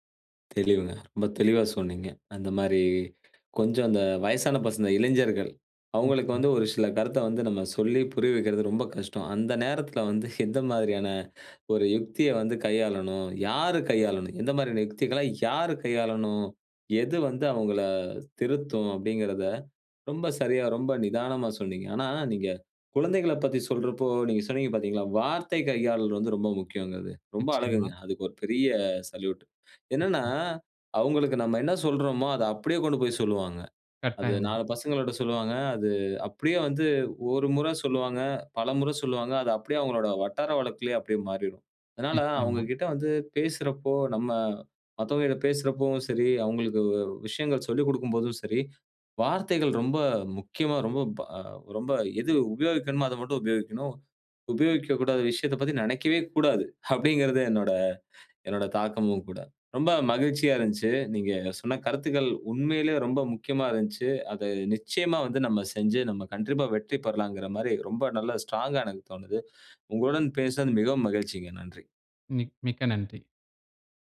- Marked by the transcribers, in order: other background noise; other noise; "கண்டிப்பா" said as "கண்றிப்பா"
- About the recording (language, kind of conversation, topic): Tamil, podcast, கதைகள் மூலம் சமூக மாற்றத்தை எவ்வாறு தூண்ட முடியும்?